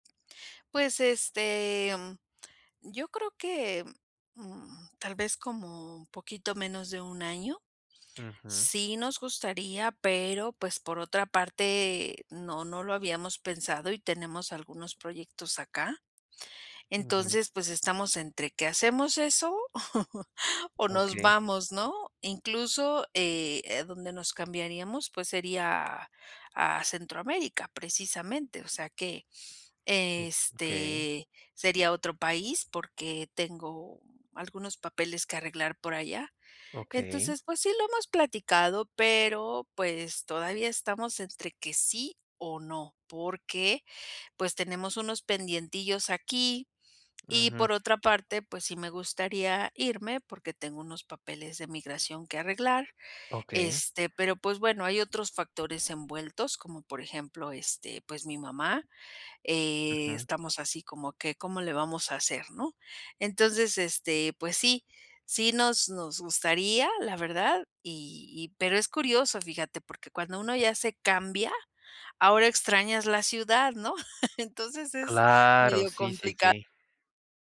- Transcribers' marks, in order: laugh; tapping; other noise; chuckle
- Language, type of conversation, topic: Spanish, advice, ¿Qué puedo hacer si me siento desorientado por el clima, el ruido y las costumbres del lugar al que me mudé?